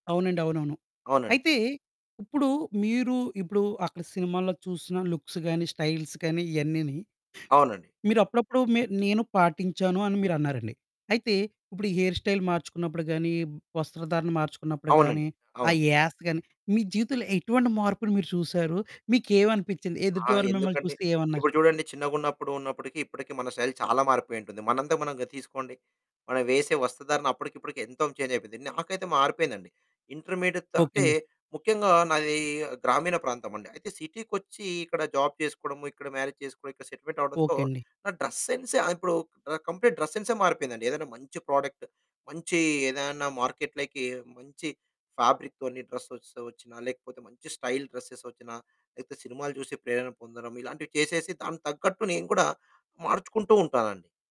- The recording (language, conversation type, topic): Telugu, podcast, ఏ సినిమా లుక్ మీ వ్యక్తిగత శైలికి ప్రేరణగా నిలిచింది?
- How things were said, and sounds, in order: in English: "లుక్స్"; in English: "స్టైల్స్"; in English: "హెయిర్ స్టైల్"; in English: "చేంజ్"; in English: "ఇంటర్మీడియట్‌తో"; in English: "జాబ్"; in English: "మ్యారేజ్"; in English: "సెటిల్‌మెంట్"; in English: "డ్రెస్ సెన్స్"; in English: "కంప్లీట్ డ్రెస్"; in English: "ప్రోడక్ట్"; in English: "మార్కెట్‌లకి"; in English: "ఫ్యాబ్రిక్‌తోని డ్రెస్సెస్"; in English: "స్టైల్ డ్రెస్సెస్"